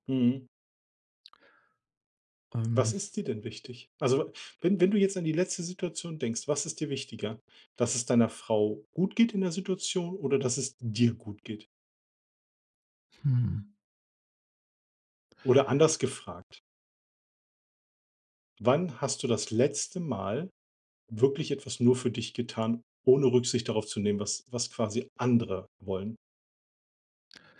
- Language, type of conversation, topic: German, advice, Wie kann ich innere Motivation finden, statt mich nur von äußeren Anreizen leiten zu lassen?
- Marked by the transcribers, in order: stressed: "dir"